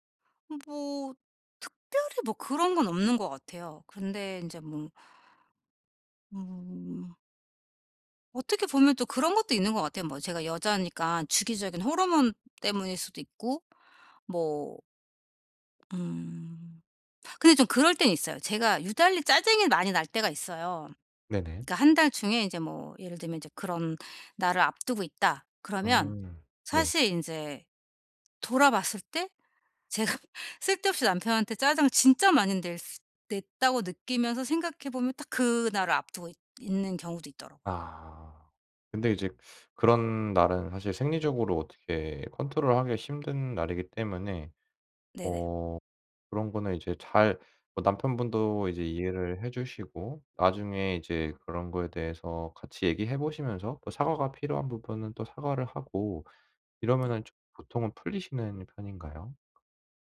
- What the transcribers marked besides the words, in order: tapping; other background noise; laughing while speaking: "제가"
- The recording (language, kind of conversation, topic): Korean, advice, 다투는 상황에서 더 효과적으로 소통하려면 어떻게 해야 하나요?